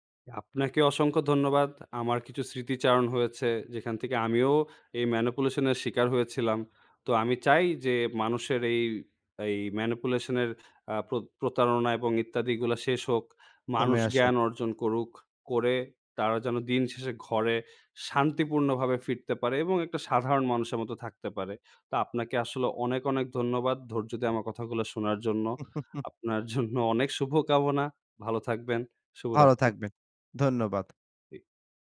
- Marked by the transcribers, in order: in English: "ম্যানিপুলেশন"; chuckle; laughing while speaking: "জন্য"
- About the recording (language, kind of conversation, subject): Bengali, podcast, আপনি কী লক্ষণ দেখে প্রভাবিত করার উদ্দেশ্যে বানানো গল্প চেনেন এবং সেগুলোকে বাস্তব তথ্য থেকে কীভাবে আলাদা করেন?